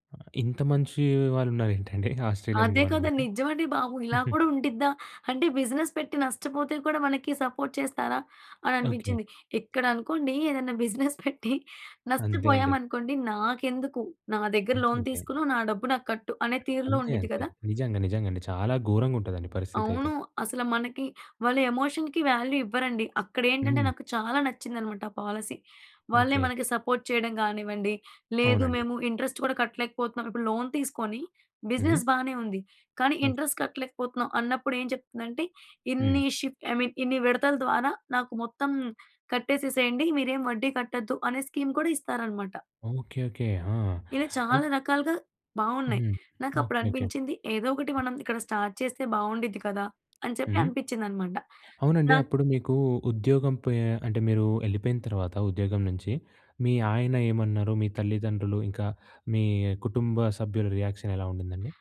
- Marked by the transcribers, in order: other background noise; chuckle; in English: "ఆస్ట్రేలియన్ గవర్నమెంట్"; in English: "బిజినెస్"; in English: "సపోర్ట్"; in English: "బిజినెస్"; in English: "లోన్"; in English: "ఎమోషన్‌కి వాల్యూ"; in English: "పాలసీ"; in English: "సపోర్ట్"; in English: "ఇంట్రెస్ట్"; in English: "లోన్"; in English: "బిజినెస్"; in English: "ఇంట్రెస్ట్"; in English: "షిఫ్ట్ ఐ మీన్"; in English: "స్కీమ్"; in English: "స్టార్ట్"; in English: "రియాక్షన్"
- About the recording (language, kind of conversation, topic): Telugu, podcast, ఉద్యోగం కోల్పోతే మీరు ఎలా కోలుకుంటారు?